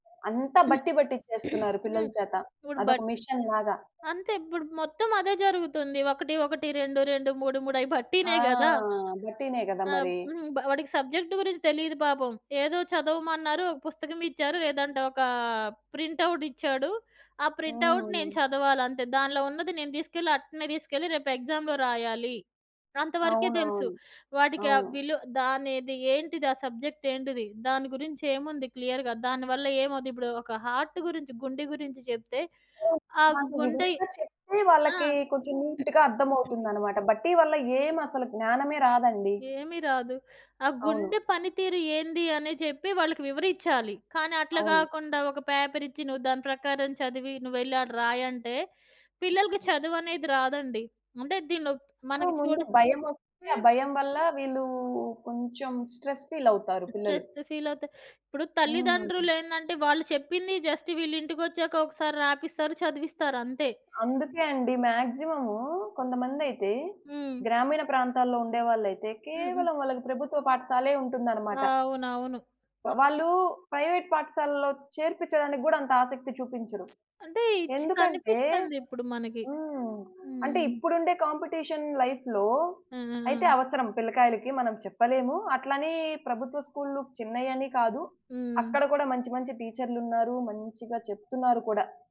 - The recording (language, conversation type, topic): Telugu, podcast, విద్యలో టీచర్ల పాత్ర నిజంగా ఎంత కీలకమని మీకు అనిపిస్తుంది?
- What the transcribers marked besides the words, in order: other background noise; throat clearing; in English: "బట్"; in English: "మెషిన్"; in English: "సబ్జెక్ట్"; in English: "ప్రింట్ ఔట్"; in English: "ప్రింట్ ఔట్"; in English: "ఎక్సామ్‌లో"; in English: "సబ్జెక్ట్"; in English: "క్లియర్‌గా?"; in English: "హార్ట్"; in English: "నీట్‌గా"; throat clearing; in English: "పేపర్"; in English: "స్ట్రెస్ ఫీల్"; in English: "స్ట్రెస్ ఫీల్"; in English: "జస్ట్"; in English: "మాక్సిమం"; in English: "ప్రైవేట్"; lip smack; in English: "కాంపిటీషన్ లైఫ్‌లో"